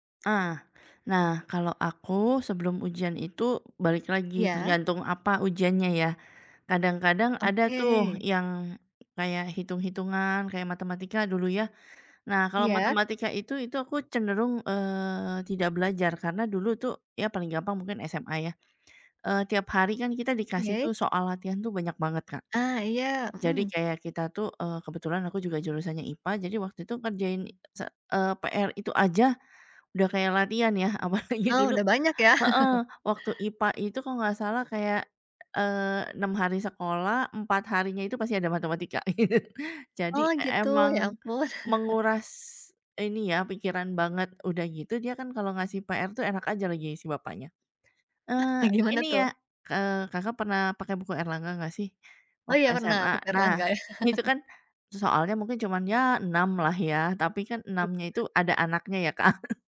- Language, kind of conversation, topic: Indonesian, unstructured, Bagaimana cara kamu mempersiapkan ujian dengan baik?
- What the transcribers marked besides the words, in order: laughing while speaking: "apalagi"; chuckle; chuckle; chuckle; chuckle